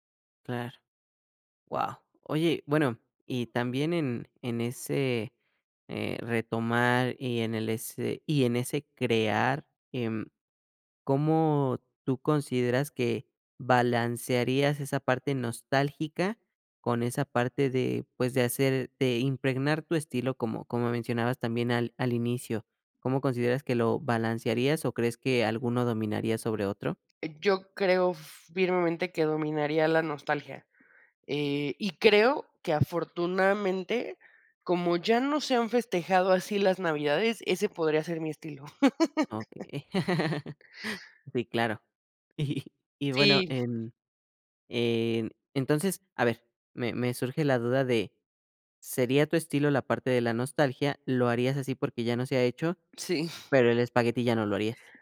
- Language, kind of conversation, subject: Spanish, podcast, ¿Qué platillo te trae recuerdos de celebraciones pasadas?
- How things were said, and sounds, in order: tapping; giggle